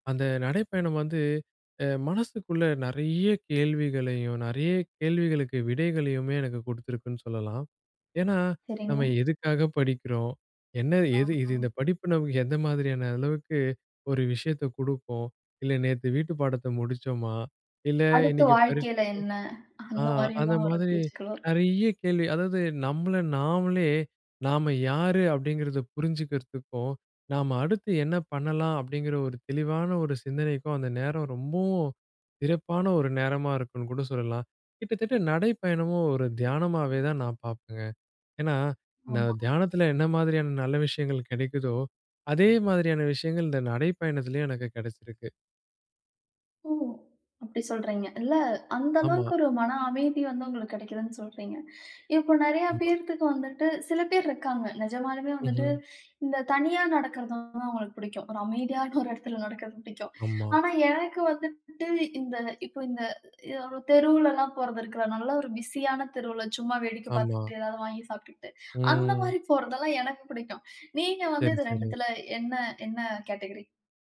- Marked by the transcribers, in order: other background noise; in English: "பிசி"; in English: "கேட்டகிரி?"
- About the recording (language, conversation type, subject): Tamil, podcast, பூங்காவில் நடக்கும்போது உங்கள் மனம் எப்படித் தானாகவே அமைதியாகிறது?